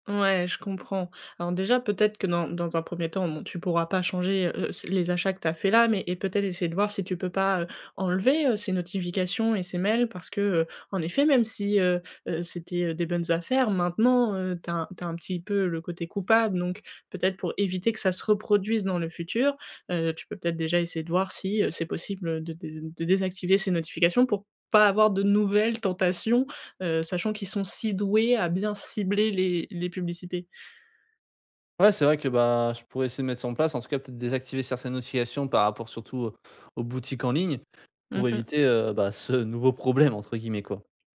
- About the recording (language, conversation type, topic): French, advice, Comment éviter les achats impulsifs en ligne qui dépassent mon budget ?
- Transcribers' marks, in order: other background noise; stressed: "nouvelles"